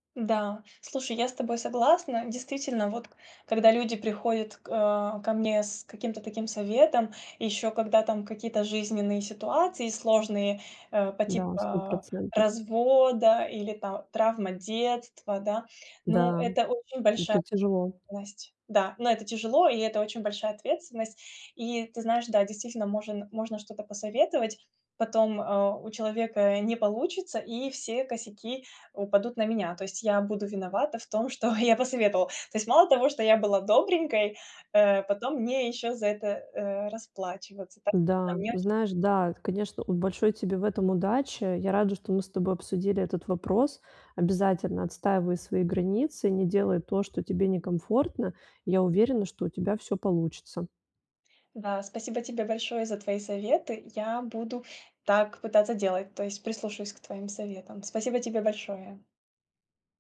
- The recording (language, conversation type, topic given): Russian, advice, Как обсудить с партнёром границы и ожидания без ссоры?
- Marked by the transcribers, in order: tapping; laughing while speaking: "что"